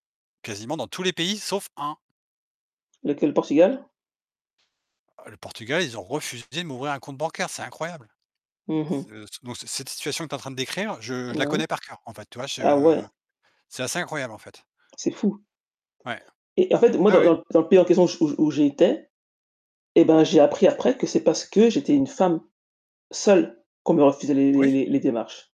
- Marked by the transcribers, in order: distorted speech; tapping; other background noise
- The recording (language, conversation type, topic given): French, unstructured, Comment réagis-tu face à l’injustice dans ta vie quotidienne ?